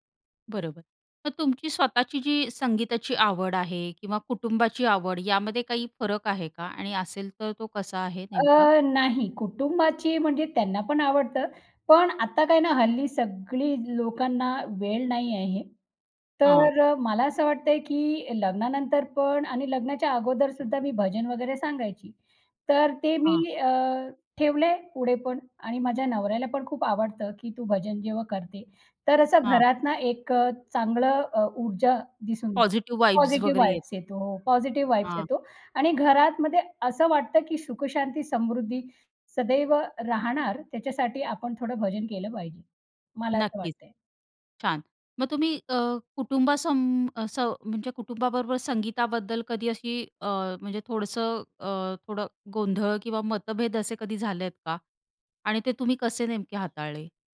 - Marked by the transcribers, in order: other background noise; in English: "पॉझिटिव्ह व्हाइब्ज"; in English: "पॉझिटिव्ह व्हाइब्स"
- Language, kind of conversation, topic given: Marathi, podcast, तुमच्या संगीताच्या आवडीवर कुटुंबाचा किती आणि कसा प्रभाव पडतो?